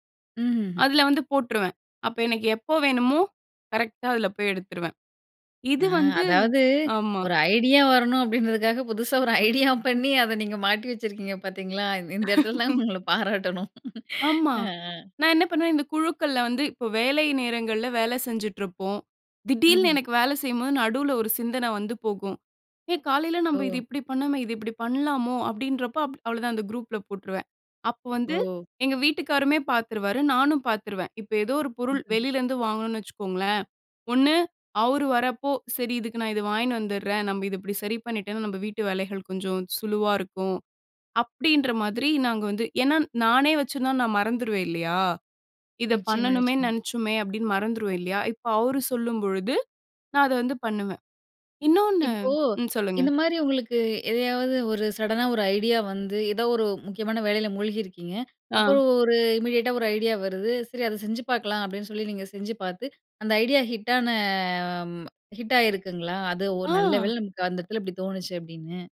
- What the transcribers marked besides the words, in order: in English: "கரெக்டா"; surprised: "அ"; laughing while speaking: "புதுசா ஒரு ஐடியா பண்ணி அத … பாராட்டணும். அ. ஆ"; laugh; surprised: "திடீல்னு"; surprised: "ஏ காலையில நம்ம இது இப்படி பண்ணோமே, இது இப்படி பண்ணலாமோ"; chuckle; in English: "சடனா"; in English: "இமீடியேட்டா"; drawn out: "ஹிட்டான"
- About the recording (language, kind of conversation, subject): Tamil, podcast, ஒரு புதிய யோசனை மனதில் தோன்றினால் முதலில் நீங்கள் என்ன செய்வீர்கள்?